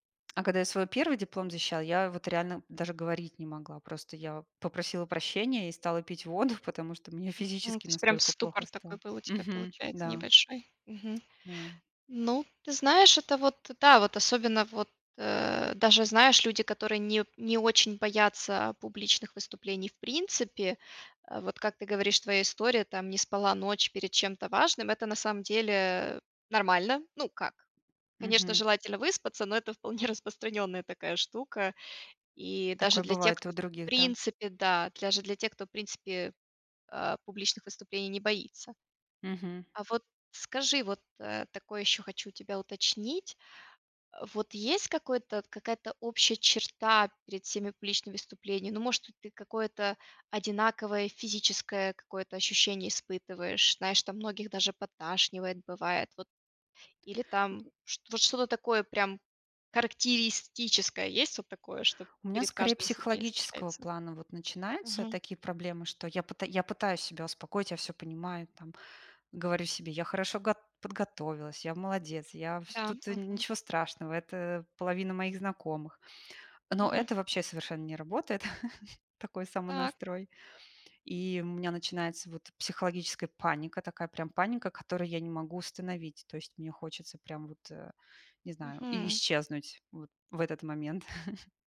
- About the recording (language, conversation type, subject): Russian, advice, Как преодолеть страх выступать перед аудиторией после неудачного опыта?
- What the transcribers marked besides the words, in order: other background noise; chuckle; tapping; chuckle; chuckle